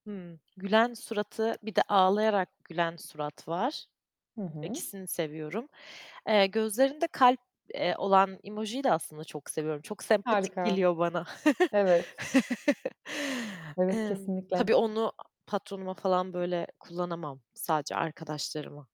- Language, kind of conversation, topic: Turkish, podcast, Mesajlaşırken yanlış anlaşılmaları nasıl önlersin?
- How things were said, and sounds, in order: other background noise; static; tapping; chuckle